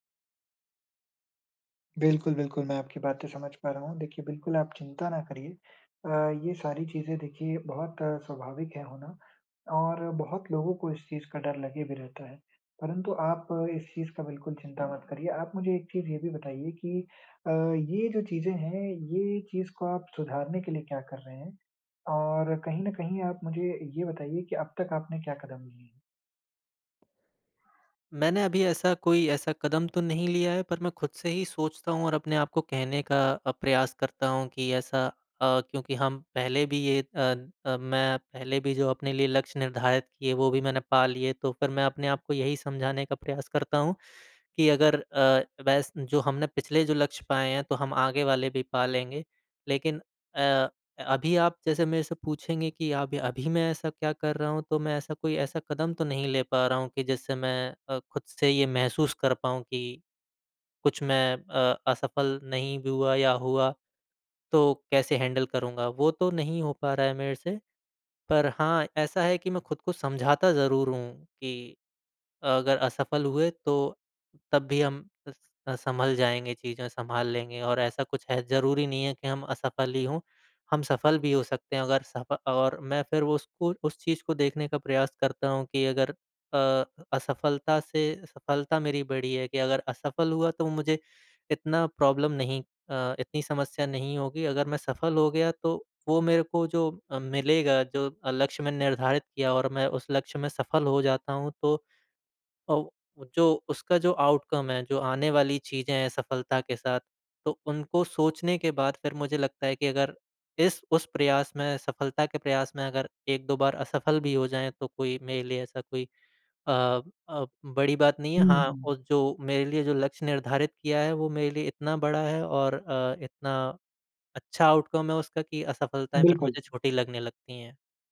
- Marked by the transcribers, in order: in English: "हैंडल"; in English: "प्रॉब्लम"; in English: "आउटकम"; in English: "आउटकम"
- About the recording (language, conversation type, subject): Hindi, advice, जब आपका लक्ष्य बहुत बड़ा लग रहा हो और असफल होने का डर हो, तो आप क्या करें?